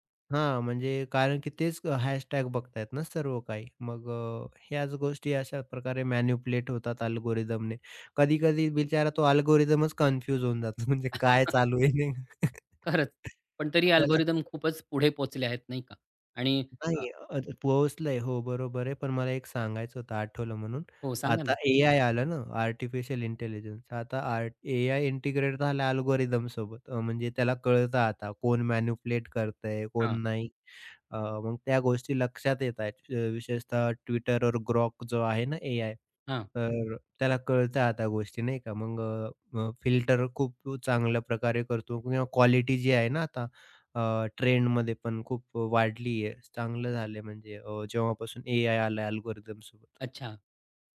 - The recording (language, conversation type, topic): Marathi, podcast, सामग्रीवर शिफारस-यंत्रणेचा प्रभाव तुम्हाला कसा जाणवतो?
- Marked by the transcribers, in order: in English: "मॅनिप्युलेट"; in English: "अल्गोरिदमने"; in English: "अल्गोरिदमच कन्फ्यूज"; chuckle; laughing while speaking: "म्हणजे काय चालू आहे नेमकं"; in English: "अल्गोरिदम"; chuckle; in English: "इंटिग्रेट"; in English: "अल्गोरिदमसोबत"; in English: "मॅनिपुलेट"; in English: "अल्गोरिदमसोबत"